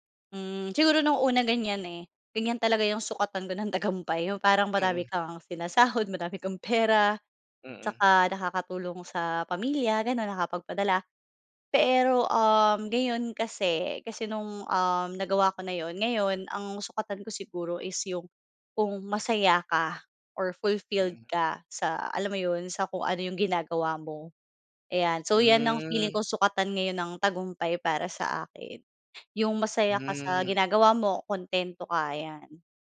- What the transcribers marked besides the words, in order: other background noise; laughing while speaking: "ng tagumpay"; laughing while speaking: "sinasahod, madami kang pera"; in English: "or fulfilled"
- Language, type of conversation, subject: Filipino, podcast, Ano ang mga tinitimbang mo kapag pinag-iisipan mong manirahan sa ibang bansa?